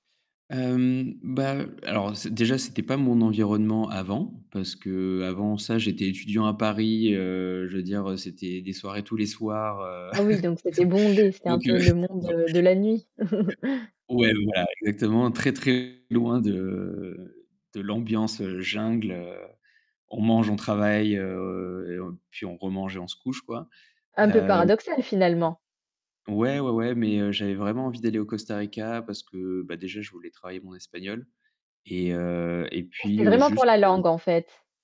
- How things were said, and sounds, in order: static; laugh; distorted speech; laughing while speaking: "heu"; chuckle
- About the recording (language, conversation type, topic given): French, podcast, Quel conseil donnerais-tu à quelqu’un qui part seul pour la première fois ?